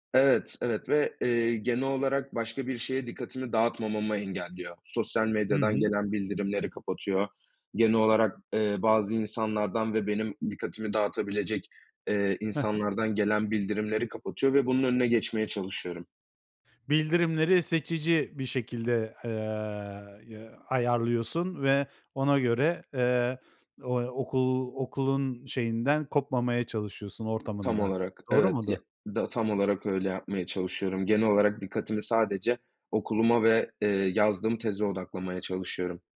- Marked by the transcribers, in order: other background noise
- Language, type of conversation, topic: Turkish, podcast, Ekran süresini azaltmak için ne yapıyorsun?